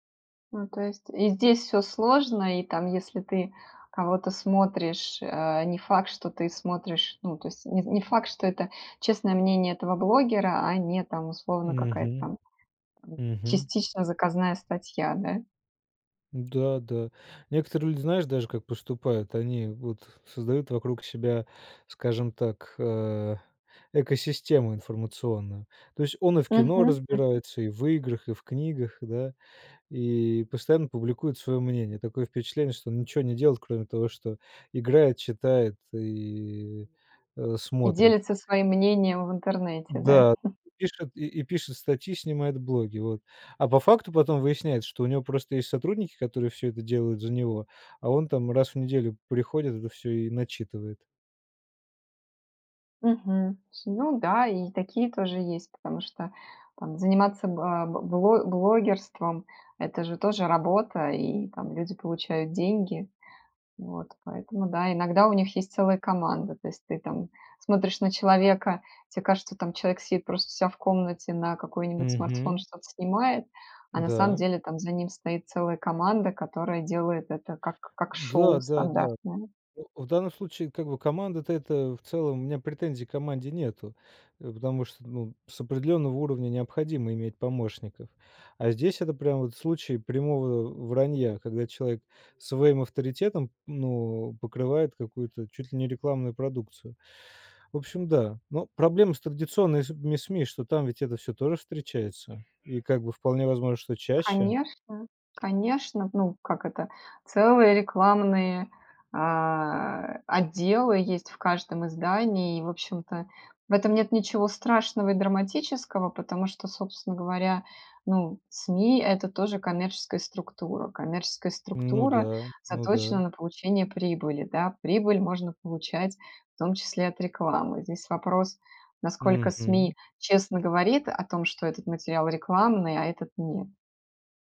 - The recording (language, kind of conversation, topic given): Russian, podcast, Почему люди доверяют блогерам больше, чем традиционным СМИ?
- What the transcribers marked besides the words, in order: unintelligible speech; other background noise; chuckle